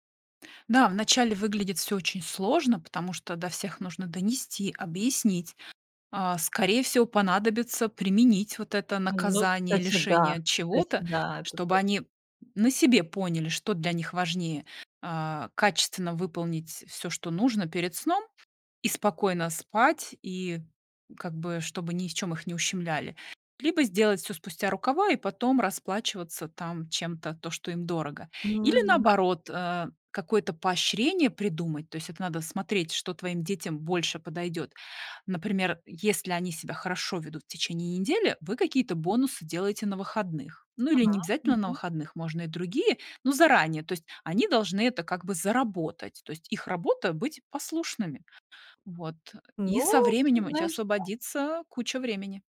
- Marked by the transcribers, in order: none
- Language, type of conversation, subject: Russian, advice, Как мне наладить вечернюю расслабляющую рутину, если это даётся с трудом?